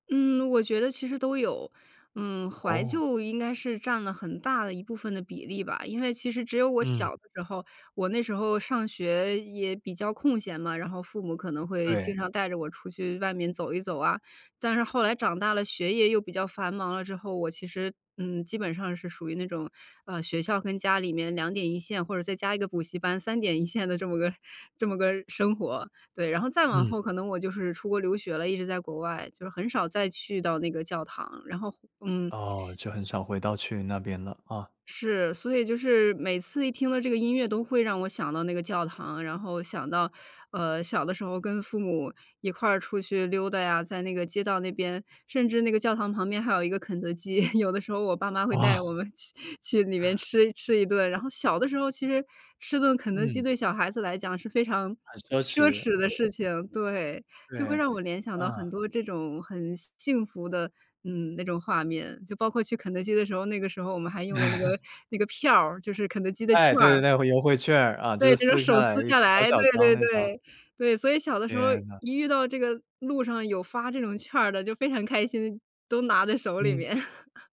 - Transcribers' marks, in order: other background noise; chuckle; laughing while speaking: "哇"; chuckle; laugh; chuckle
- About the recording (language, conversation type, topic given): Chinese, podcast, 有没有一首歌能把你带回某个城市或街道？